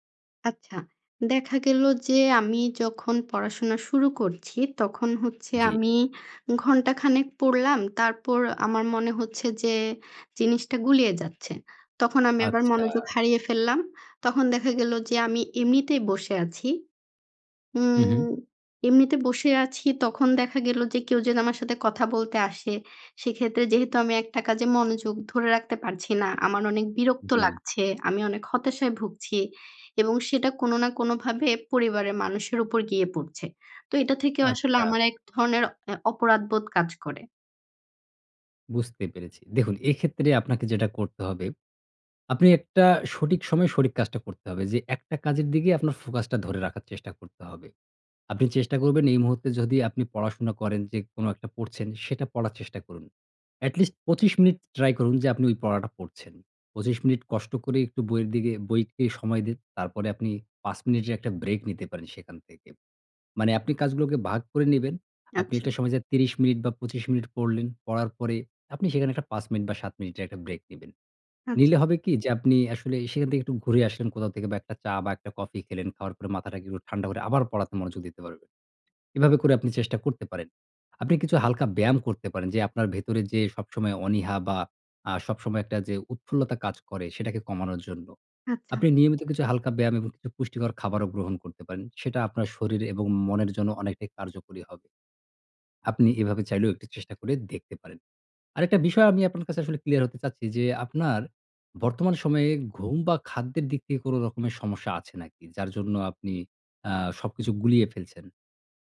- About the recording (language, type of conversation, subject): Bengali, advice, দীর্ঘ সময় কাজ করার সময় মনোযোগ ধরে রাখতে কষ্ট হলে কীভাবে সাহায্য পাব?
- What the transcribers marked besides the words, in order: other background noise; tapping